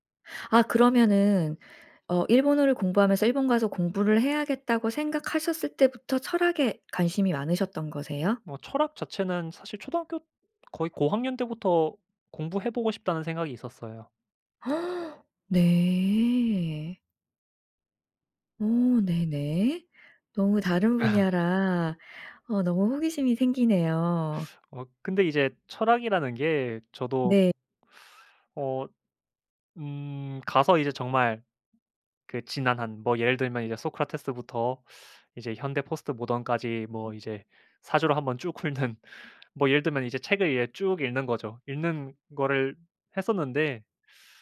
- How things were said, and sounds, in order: gasp; laugh; laughing while speaking: "훑는"
- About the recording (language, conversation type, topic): Korean, podcast, 초보자가 창의성을 키우기 위해 어떤 연습을 하면 좋을까요?